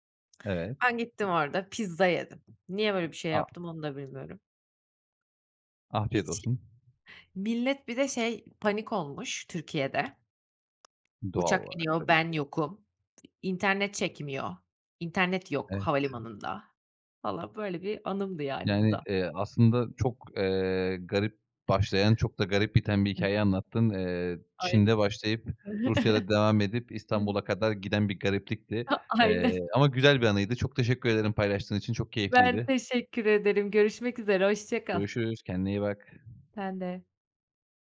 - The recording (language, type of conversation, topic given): Turkish, podcast, Uçağı kaçırdığın bir anın var mı?
- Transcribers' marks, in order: tapping; other background noise; other noise; chuckle; unintelligible speech